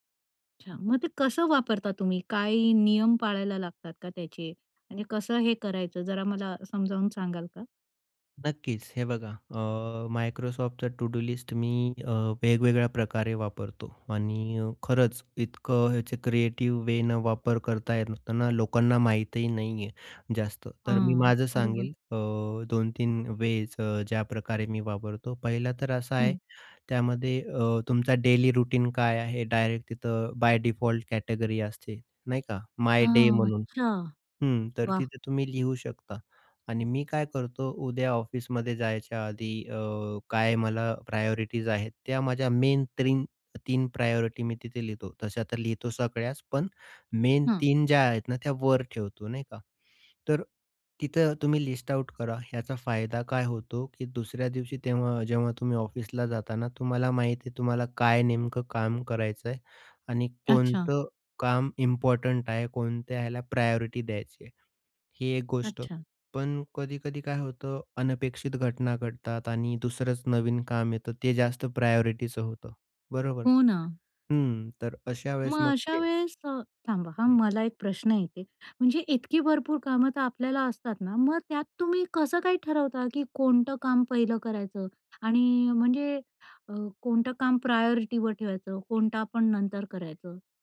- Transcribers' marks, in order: tapping; in English: "टू-डू लिस्ट"; in English: "डेली रूटीन"; in English: "बाय डिफॉल्ट कॅटेगरी"; in English: "माय डे"; in English: "प्रायोरिटीज"; in English: "मेन"; in English: "प्रायोरिटी"; in English: "मेन"; in English: "प्रायोरिटी"; in English: "प्रायोरिटीचं"; in English: "प्रायोरिटीवर"
- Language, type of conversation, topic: Marathi, podcast, प्रभावी कामांची यादी तुम्ही कशी तयार करता?